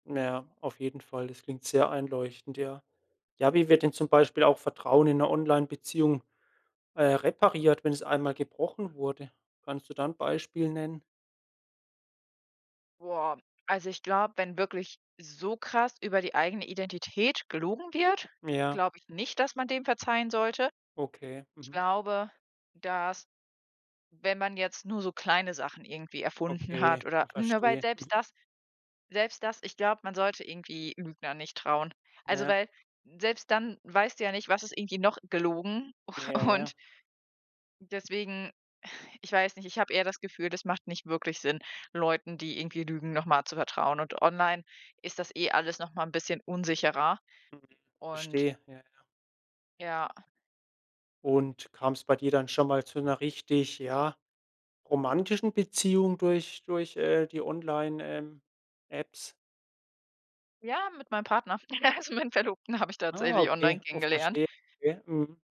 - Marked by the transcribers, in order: stressed: "repariert"; stressed: "so"; laughing while speaking: "u und"; exhale; laugh; laughing while speaking: "Also"
- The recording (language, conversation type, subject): German, podcast, Wie schaffen Menschen Vertrauen in Online-Beziehungen?
- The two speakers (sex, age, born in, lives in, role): female, 25-29, Germany, Germany, guest; male, 25-29, Germany, Germany, host